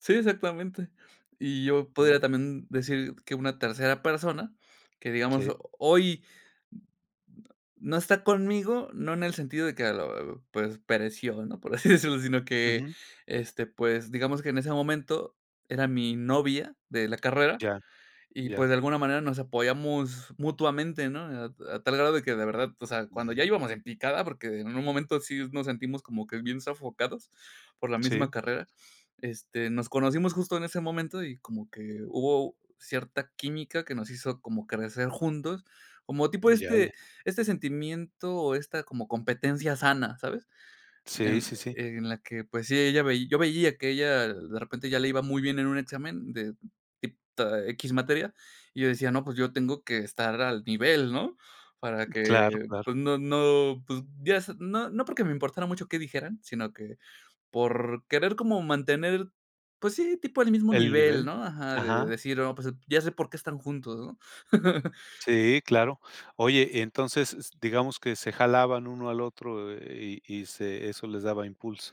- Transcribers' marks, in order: laughing while speaking: "decirlo"; chuckle
- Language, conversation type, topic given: Spanish, podcast, ¿Quién fue la persona que más te guió en tu carrera y por qué?